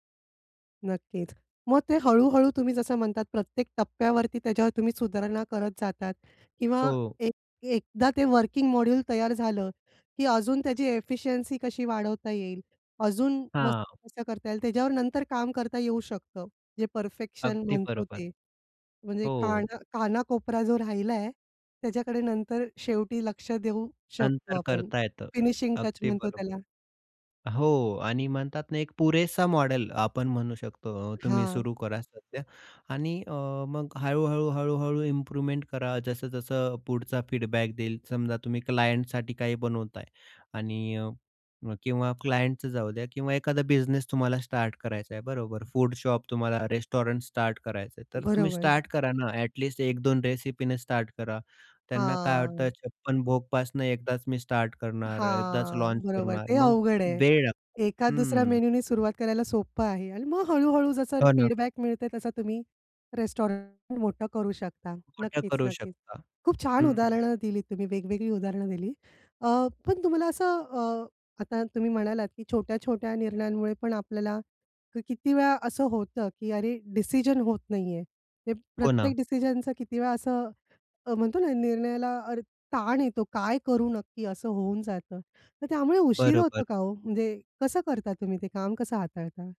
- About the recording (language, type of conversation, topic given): Marathi, podcast, निर्णय घ्यायला तुम्ही नेहमी का अडकता?
- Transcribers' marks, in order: tapping; in English: "वर्किंग मॉड्यूल"; other background noise; in English: "इम्प्रुव्हमेंट"; in English: "फीडबॅक"; in English: "क्लायंटसाठी"; in English: "क्लायंटच"; in English: "रेस्टॉरंट"; other noise; in English: "मेनूनी"; in English: "लॉन्च"; in English: "फीडबॅक"; in English: "रेस्टॉरंट"